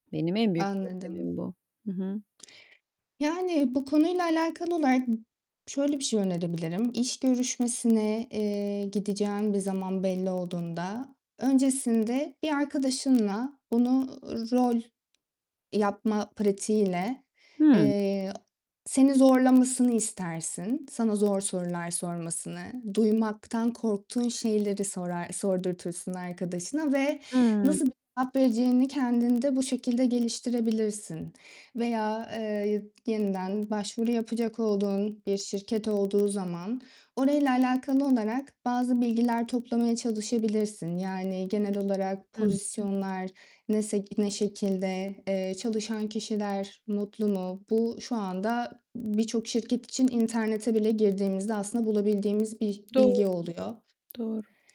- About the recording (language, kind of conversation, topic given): Turkish, advice, İş görüşmelerinde özgüven eksikliği yaşadığını nasıl fark ediyorsun?
- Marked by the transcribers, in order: static; distorted speech; other background noise